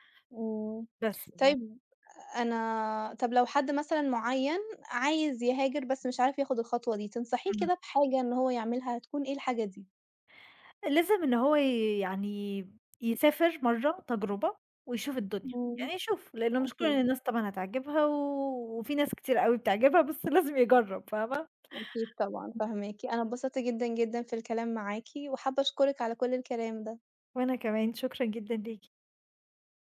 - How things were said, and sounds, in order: none
- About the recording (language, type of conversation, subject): Arabic, podcast, إزاي الهجرة أو السفر غيّر إحساسك بالجذور؟